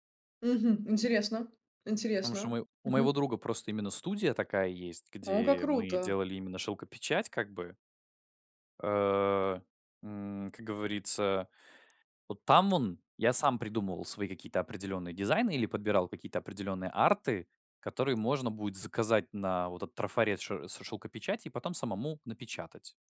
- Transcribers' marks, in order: none
- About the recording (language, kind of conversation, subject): Russian, podcast, Как найти баланс между модой и собой?